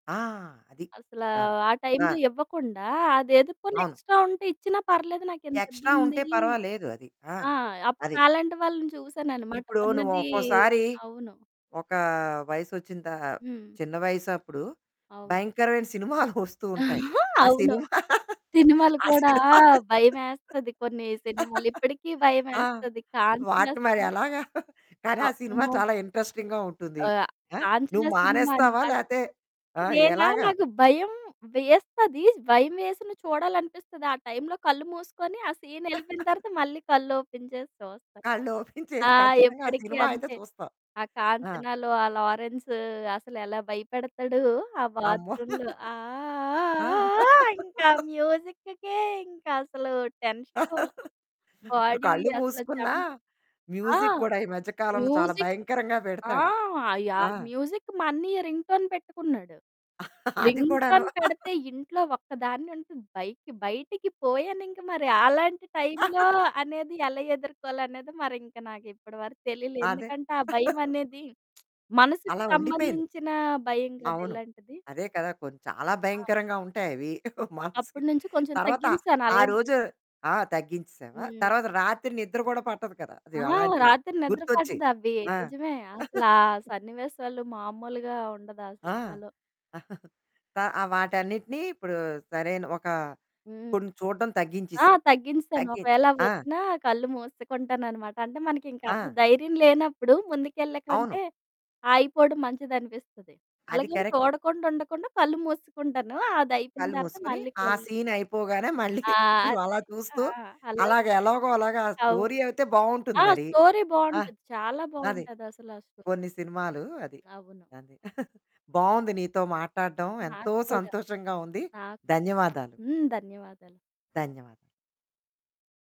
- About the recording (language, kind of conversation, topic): Telugu, podcast, భయాన్ని ఎదుర్కోవడానికి మీరు పాటించే చిట్కాలు ఏమిటి?
- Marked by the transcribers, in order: other background noise; in English: "ఎక్స్‌ట్రా"; in English: "ఎక్స్‌ట్రా"; distorted speech; static; laughing while speaking: "సినిమాలు"; chuckle; laughing while speaking: "ఆ సినిమా ఆ సినిమాలు"; in English: "ఇంట్రెస్టింగ్‌గా"; laughing while speaking: "నేనా"; chuckle; laughing while speaking: "కళ్ళు ఓపెన్ చేసి"; in English: "ఓపెన్"; in English: "ఓపెన్"; laughing while speaking: "అమ్మో. ఆ!"; in English: "బాత్రూమ్‌లో"; humming a tune; in English: "మ్యూజిక్‌కే"; laugh; in English: "బాడీ"; in English: "మ్యూజిక్"; in English: "మ్యూజిక్"; in English: "మ్యూజిక్"; in English: "రింగ్‌టోన్"; in English: "రింగ్‌టోన్"; laughing while speaking: "అది కూడాను"; laugh; chuckle; lip smack; laugh; chuckle; chuckle; in English: "కరెక్ట్"; in English: "సీన్"; laughing while speaking: "మళ్ళీ"; in English: "స్టోరీ"; in English: "స్టోరీ"; chuckle